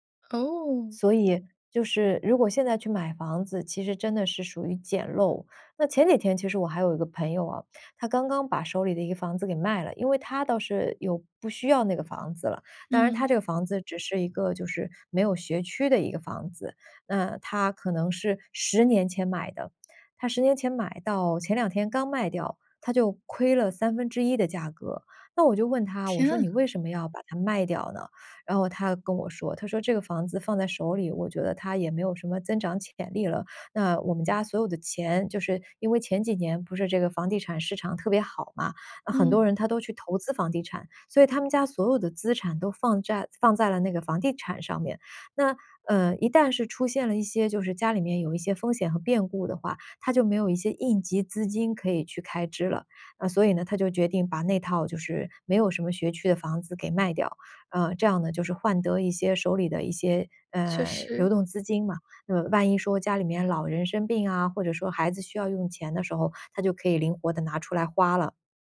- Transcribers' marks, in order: none
- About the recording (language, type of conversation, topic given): Chinese, podcast, 你该如何决定是买房还是继续租房？